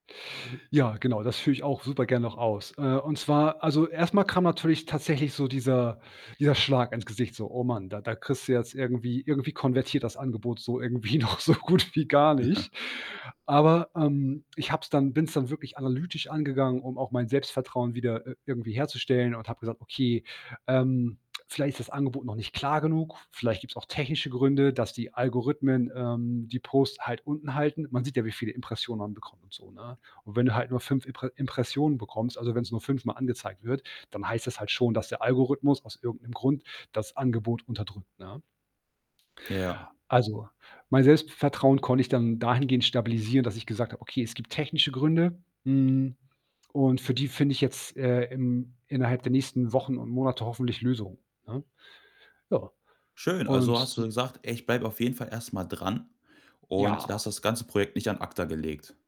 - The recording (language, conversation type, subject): German, podcast, Wie hast du nach einem Fehlschlag dein Selbstvertrauen wieder aufgebaut?
- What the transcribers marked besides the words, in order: other background noise; laughing while speaking: "noch so gut"; chuckle